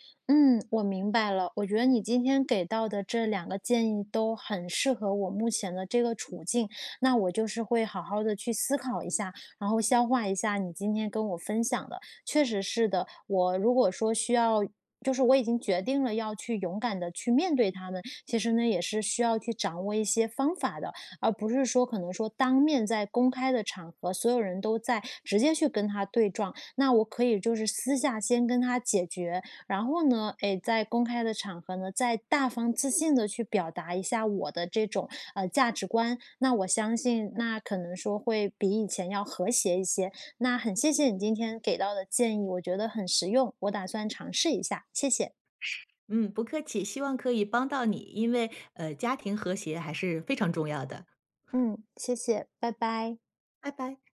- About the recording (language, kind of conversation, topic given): Chinese, advice, 如何在家庭聚会中既保持和谐又守住界限？
- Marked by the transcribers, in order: other noise